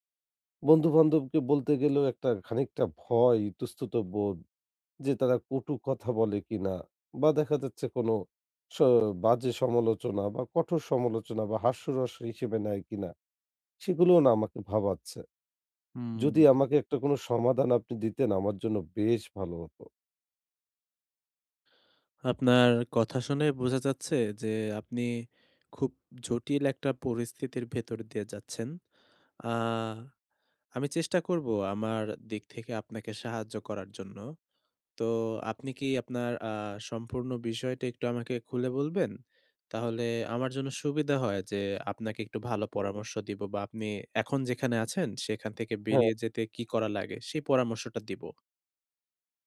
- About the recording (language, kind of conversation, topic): Bengali, advice, শপিং করার সময় আমি কীভাবে সহজে সঠিক পণ্য খুঁজে নিতে পারি?
- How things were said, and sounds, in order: tapping